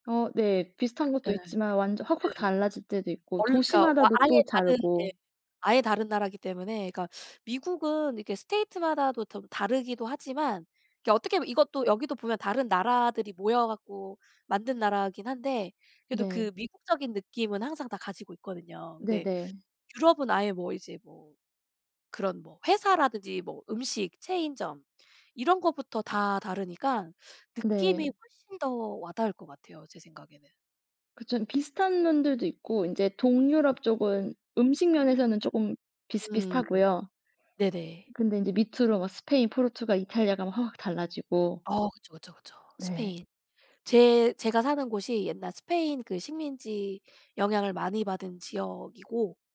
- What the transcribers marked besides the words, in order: in English: "state"; other background noise
- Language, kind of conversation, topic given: Korean, unstructured, 바다와 산 중 어느 곳에서 더 쉬고 싶으신가요?